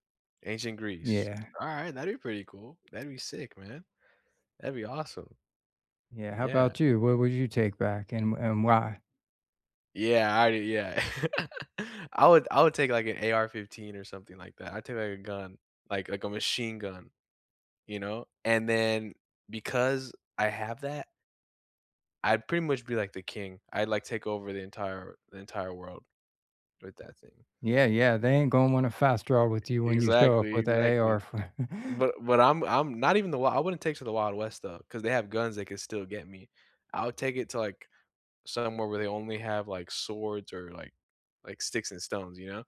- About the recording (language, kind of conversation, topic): English, unstructured, What historical period would you like to visit?
- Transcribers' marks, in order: chuckle; other background noise; tapping; chuckle